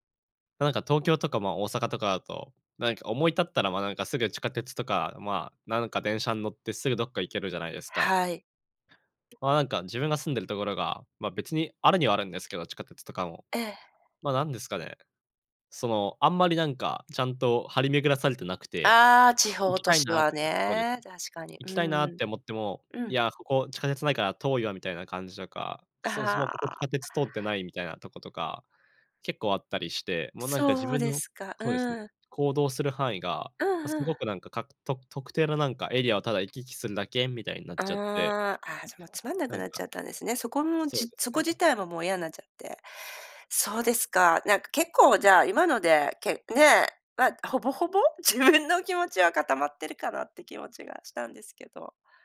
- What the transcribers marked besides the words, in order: other background noise; laughing while speaking: "自分の気持ちは"
- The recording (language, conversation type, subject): Japanese, advice, 選択を迫られ、自分の価値観に迷っています。どうすれば整理して決断できますか？